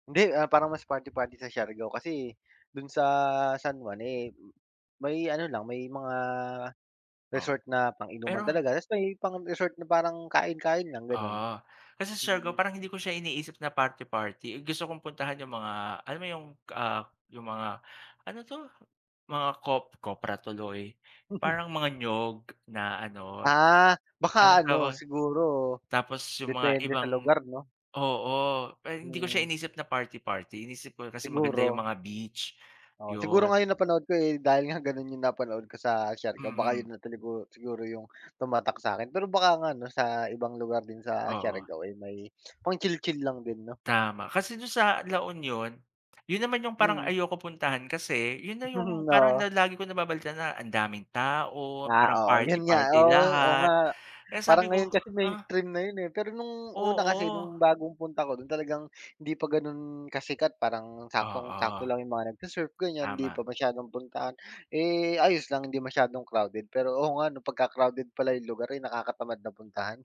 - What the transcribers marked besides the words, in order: other background noise; chuckle; tapping; chuckle
- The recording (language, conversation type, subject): Filipino, unstructured, Ano ang mga benepisyo ng paglalakbay para sa iyo?